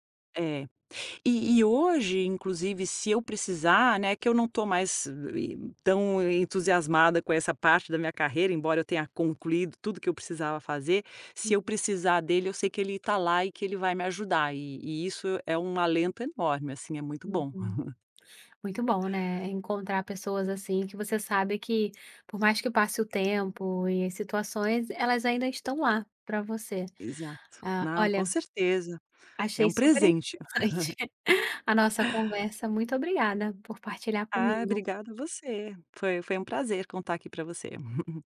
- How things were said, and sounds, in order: other noise; tapping; chuckle; laugh; chuckle; chuckle
- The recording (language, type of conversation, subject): Portuguese, podcast, Como você escolhe um bom mentor hoje em dia?